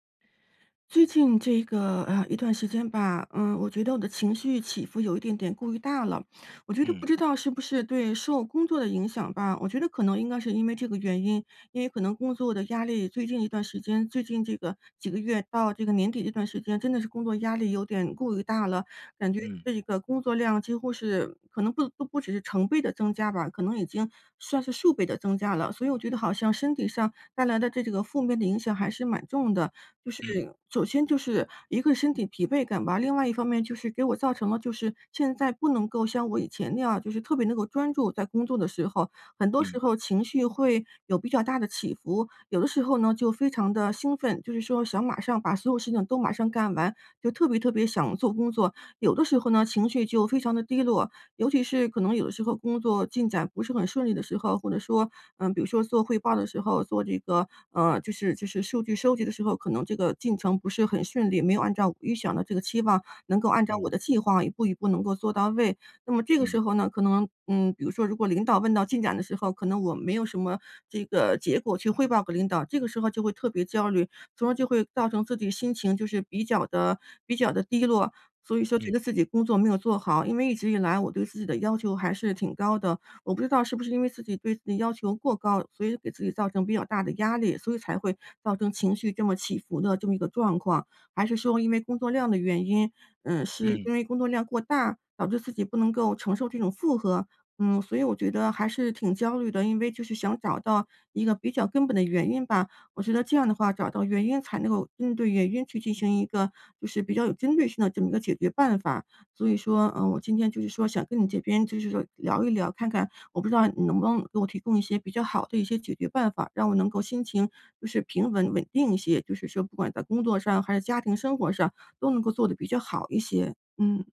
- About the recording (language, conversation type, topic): Chinese, advice, 情绪起伏会影响我的学习专注力吗？
- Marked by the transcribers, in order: none